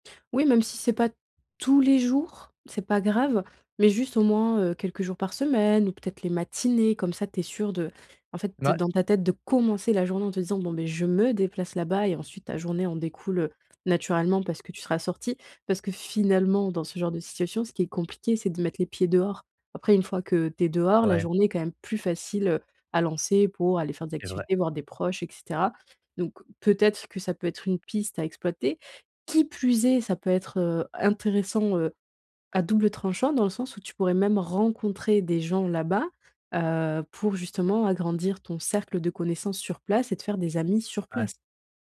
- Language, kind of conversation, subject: French, advice, Comment adapter son rythme de vie à un nouvel environnement après un déménagement ?
- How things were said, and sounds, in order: stressed: "tous les jours"; stressed: "commencer"; stressed: "je me"; stressed: "finalement"; stressed: "qui plus est"; stressed: "rencontrer"